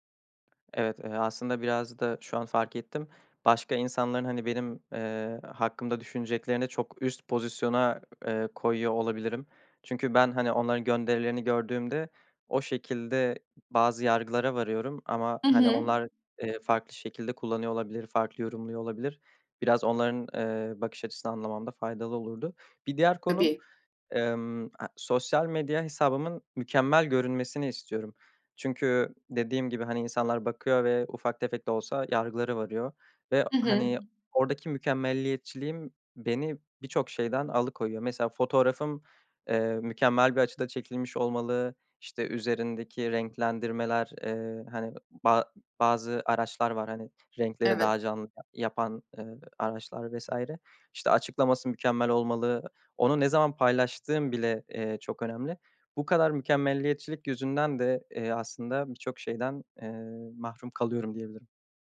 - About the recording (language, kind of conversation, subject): Turkish, advice, Sosyal medyada gerçek benliğinizi neden saklıyorsunuz?
- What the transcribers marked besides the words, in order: tapping; other background noise